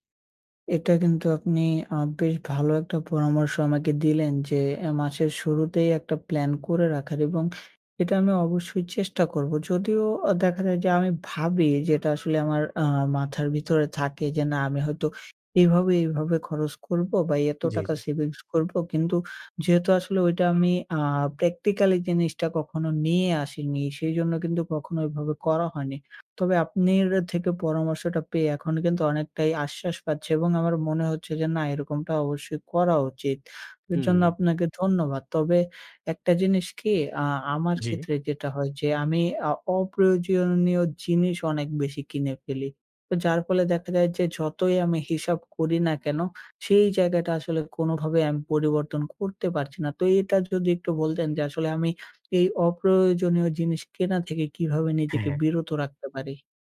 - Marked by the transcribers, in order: other background noise
- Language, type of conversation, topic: Bengali, advice, মাস শেষ হওয়ার আগেই টাকা শেষ হয়ে যাওয়া নিয়ে কেন আপনার উদ্বেগ হচ্ছে?